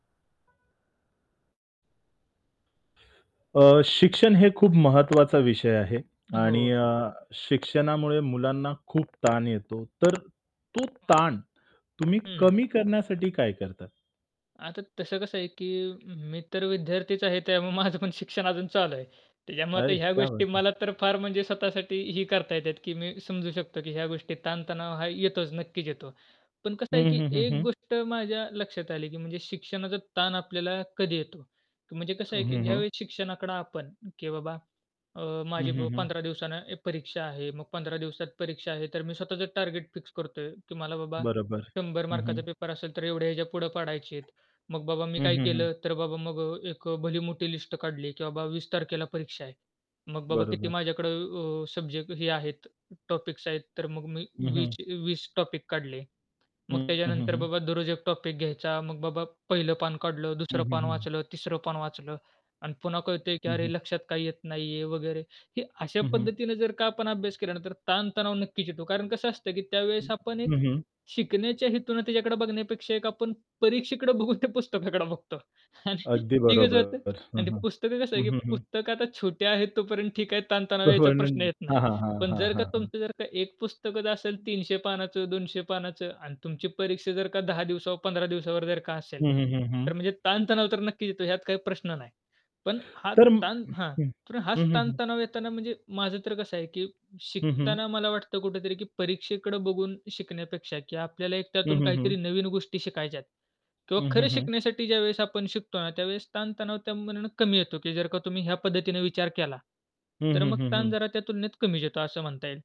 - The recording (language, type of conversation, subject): Marathi, podcast, शिकताना ताण-तणाव कमी करण्यासाठी तुम्ही काय करता?
- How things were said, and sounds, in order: static; horn; distorted speech; tapping; laughing while speaking: "माझं पण"; in Hindi: "अरे, क्या बात है"; mechanical hum; other background noise; in English: "टॉपिक्स"; in English: "टॉपिक"; in English: "टॉपिक"; laughing while speaking: "बघून ते पुस्तकाकडे बघतो आणि ते कसं होतं"; unintelligible speech; background speech